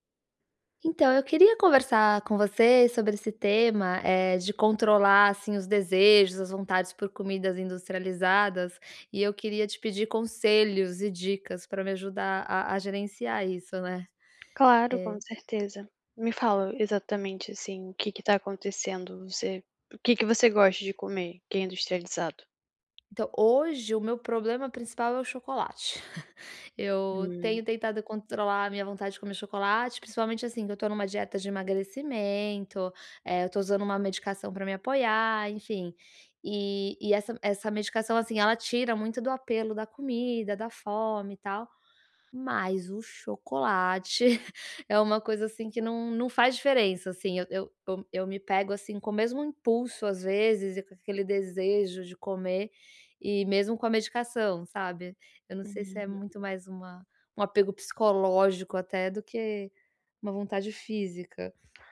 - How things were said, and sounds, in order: tapping; chuckle; chuckle; unintelligible speech
- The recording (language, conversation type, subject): Portuguese, advice, Como posso controlar os desejos por alimentos industrializados no dia a dia?